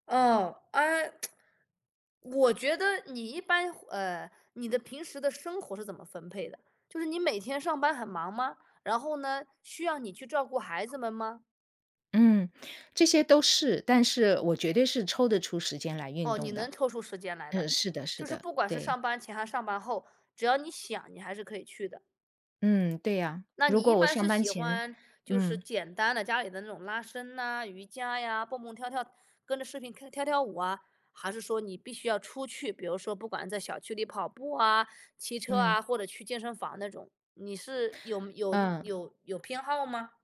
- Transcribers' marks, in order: tsk; other background noise
- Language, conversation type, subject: Chinese, advice, 你为什么开始了运动计划却很难长期坚持下去？